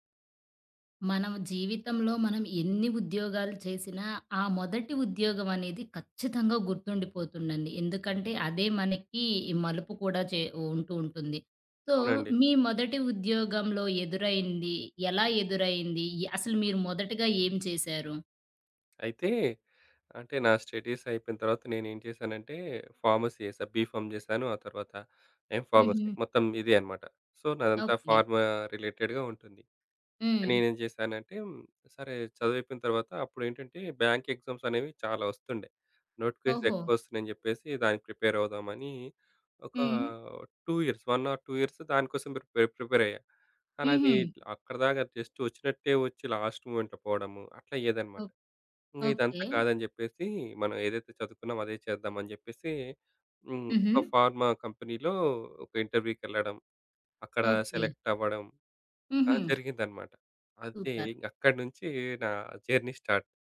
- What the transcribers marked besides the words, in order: in English: "సో"; in English: "స్టడీస్"; in English: "ఫార్మసీ"; in English: "బీఫార్మ్"; in English: "ఎమ్ ఫార్మసీ"; in English: "సో"; in English: "ఫార్మా రిలేటెడ్‌గా"; in English: "బ్యాంక్ ఎగ్జామ్స్"; in English: "నోటిఫికేషన్స్"; in English: "ప్రిపేర్"; in English: "టూ ఇయర్స్, వన్ ఆర్ టూ ఇయర్స్"; in English: "పె ప్రిపేర్ ప్రిపేర్"; in English: "జస్ట్"; in English: "లాస్ట్ మొమెంట్‌లో"; in English: "ఫార్మా కంపెనీ‌లో"; in English: "సెలెక్ట్"; in English: "సూపర్"; in English: "జర్నీ స్టార్ట్"
- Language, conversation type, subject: Telugu, podcast, మీ మొదటి ఉద్యోగం ఎలా ఎదురైంది?